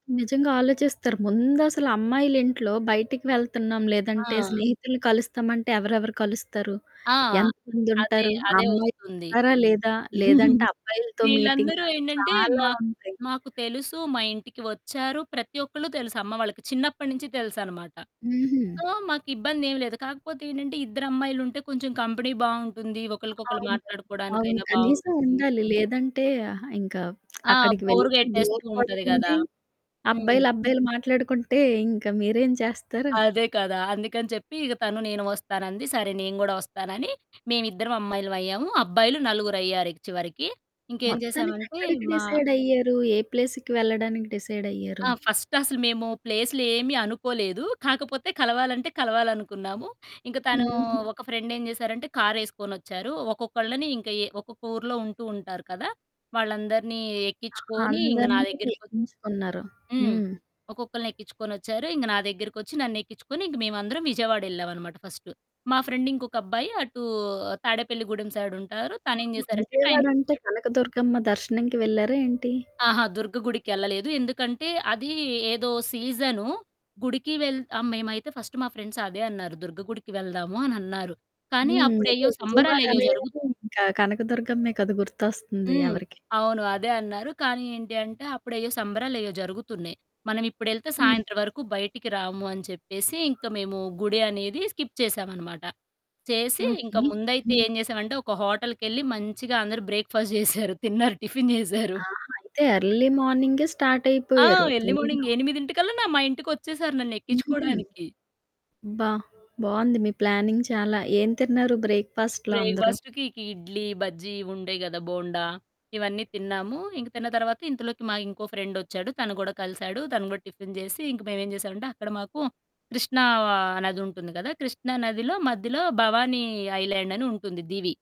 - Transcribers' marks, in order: distorted speech; chuckle; in English: "సో"; in English: "కంపెనీ"; lip smack; in English: "బోర్"; in English: "బోర్"; in English: "డిసైడ్"; in English: "ప్లేస్‌కి"; in English: "డిసైడ్"; in English: "ఫస్ట్"; in English: "ఫ్రెండ్"; music; in English: "ఫ్రెండ్"; in English: "ట్రైన్‌కొచ్చాడు"; in English: "ఫస్ట్"; in English: "ఫ్రెండ్స్"; other background noise; in English: "స్కిప్"; static; in English: "హోటల్‌కెళ్ళి"; in English: "బ్రేక్‌ఫాస్ట్"; in English: "టిఫిన్"; in English: "ఎర్లీ"; in English: "స్టార్ట్"; in English: "ఎర్లీ మార్నింగ్"; in English: "ప్లానింగ్"; in English: "బ్రేక్‌ఫాస్ట్‌లో"; in English: "బ్రేక్‌ఫాస్ట్‌కి"; in English: "టిఫిన్"; in English: "ఐలాండ్"
- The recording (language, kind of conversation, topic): Telugu, podcast, పాత స్నేహితులను మళ్లీ సంప్రదించడానికి సరైన మొదటి అడుగు ఏమిటి?